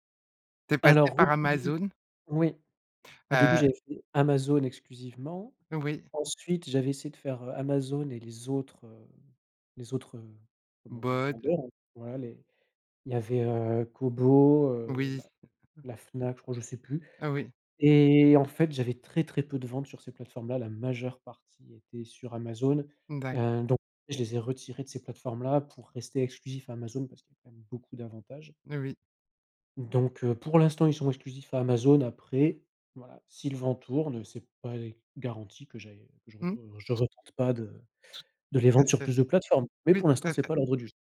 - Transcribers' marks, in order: other noise; other background noise
- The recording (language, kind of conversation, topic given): French, podcast, Quelle compétence as-tu apprise en autodidacte ?